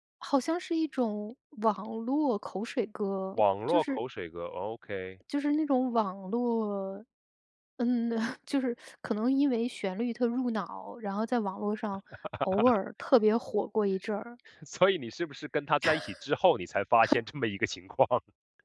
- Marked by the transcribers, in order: tapping; laugh; teeth sucking; laugh; laughing while speaking: "所以你是不是跟他在一起之后，你才发现这么一个情况？"; laugh; other background noise
- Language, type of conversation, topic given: Chinese, podcast, 朋友或恋人会如何影响你的歌单？